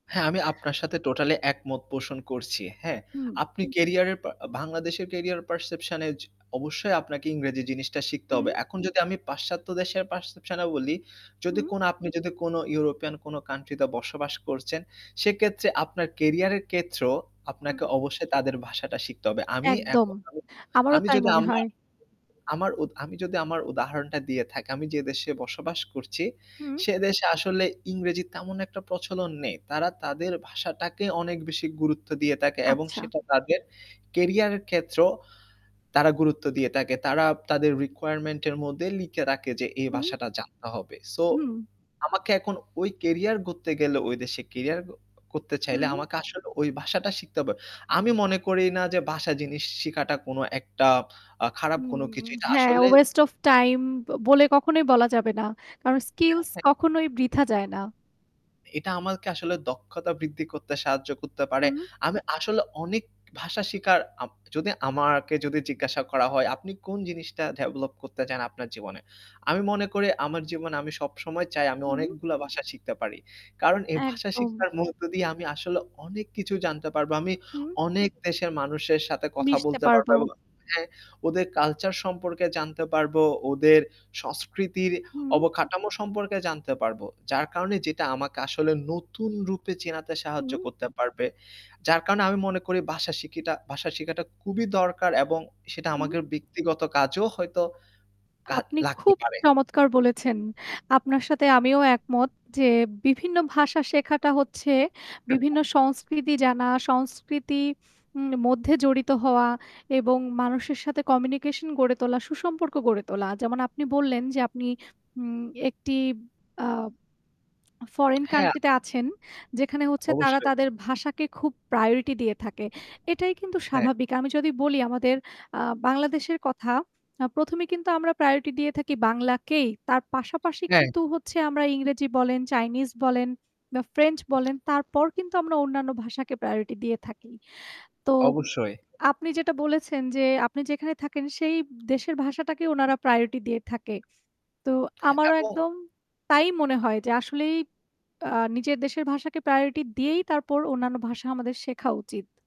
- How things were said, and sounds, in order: static; tapping; in English: "পারসেপশন"; "ক্ষেত্রেও" said as "কেত্রেও"; distorted speech; "থাকে" said as "তাকে"; "ক্ষেত্রেও" said as "কেত্রেও"; in English: "রিকোয়ারমেন্ট"; "ভাষাটা" said as "বাসাটা"; background speech; "ভাষা" said as "বাসা"; "আমাকে" said as "আমালকে"; "শিখার" said as "সিকার"; other background noise; "ভাষা" said as "বাসা"; "আমাদের" said as "আমাগের"; unintelligible speech; in English: "কমিউনিকেশন"
- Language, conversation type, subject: Bengali, unstructured, আপনি যদি যেকোনো ভাষা শিখতে পারতেন, তাহলে কোন ভাষা শিখতে চাইতেন?